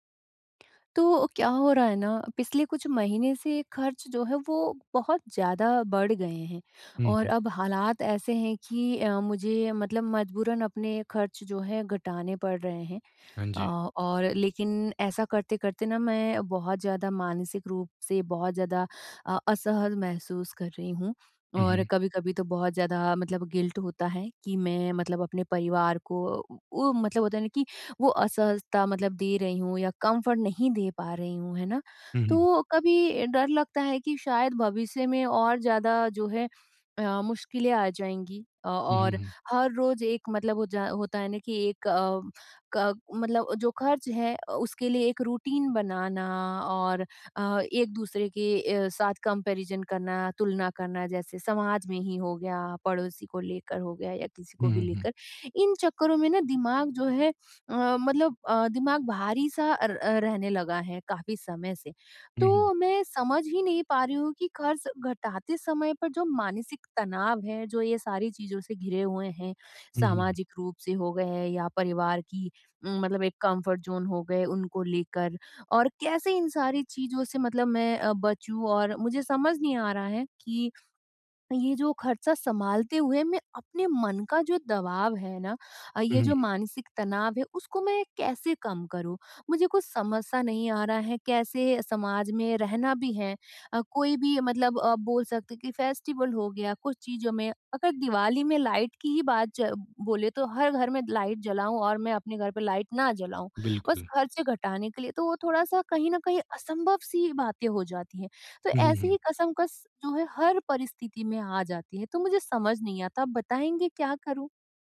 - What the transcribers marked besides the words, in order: in English: "गिल्ट"; in English: "कम्फर्ट"; in English: "रूटीन"; in English: "कंपैरिजन"; in English: "कम्फर्ट ज़ोन"; in English: "फेस्टिवल"; "कशमकश" said as "कसमकस"
- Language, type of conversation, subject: Hindi, advice, खर्च कम करते समय मानसिक तनाव से कैसे बचूँ?
- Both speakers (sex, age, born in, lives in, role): female, 30-34, India, India, user; male, 25-29, India, India, advisor